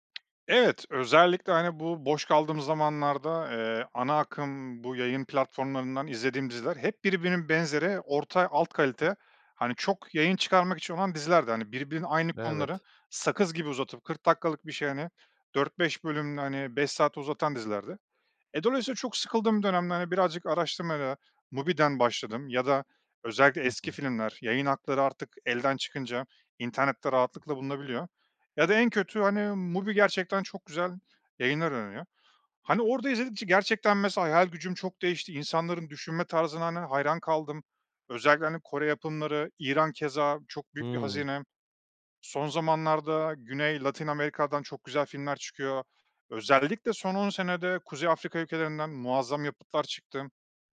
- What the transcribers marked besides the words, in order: tapping
- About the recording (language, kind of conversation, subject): Turkish, podcast, Yeni bir hobiye zaman ayırmayı nasıl planlarsın?